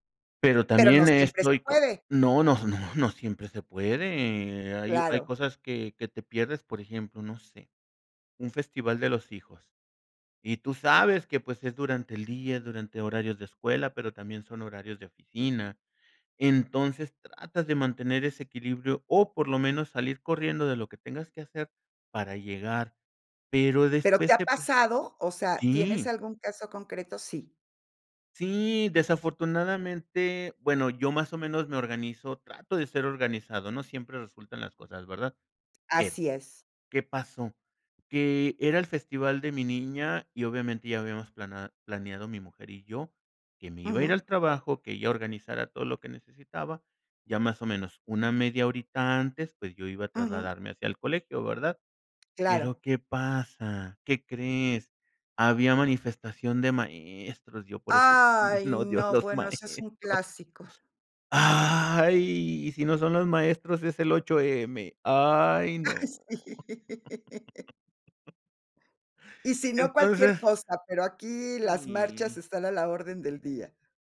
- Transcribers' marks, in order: drawn out: "Ay"; laughing while speaking: "odio a los maestros"; drawn out: "Ay"; laughing while speaking: "Ay, sí"; laugh
- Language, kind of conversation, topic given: Spanish, podcast, ¿Qué te lleva a priorizar a tu familia sobre el trabajo, o al revés?